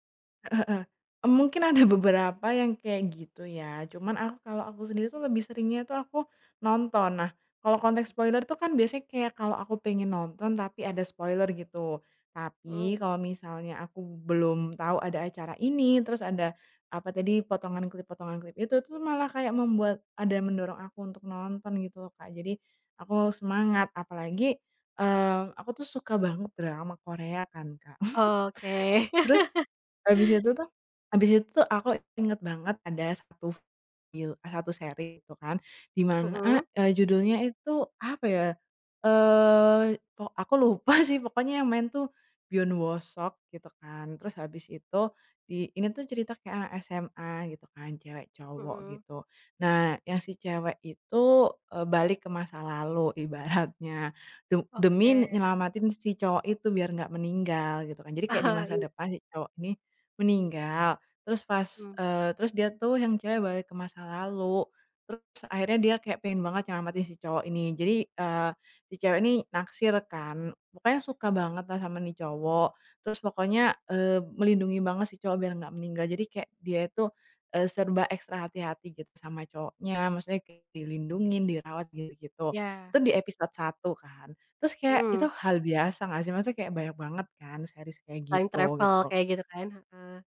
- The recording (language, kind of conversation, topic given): Indonesian, podcast, Bagaimana media sosial memengaruhi popularitas acara televisi?
- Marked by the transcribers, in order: in English: "spoiler"; in English: "spoiler"; laugh; chuckle; laughing while speaking: "ibaratnya"; laughing while speaking: "Ah"; in English: "Time travel"